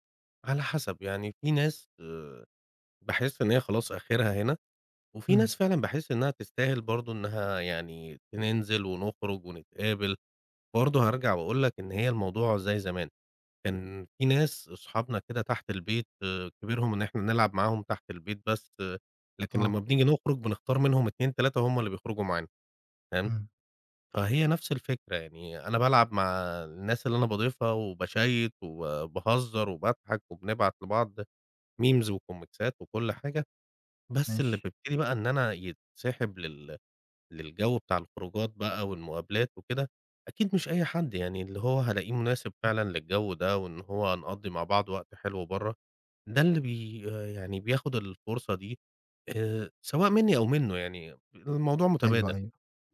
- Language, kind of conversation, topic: Arabic, podcast, إزاي بتنمّي علاقاتك في زمن السوشيال ميديا؟
- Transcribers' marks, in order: in English: "وباشيّت"; in English: "memes وكوميكسات"; other background noise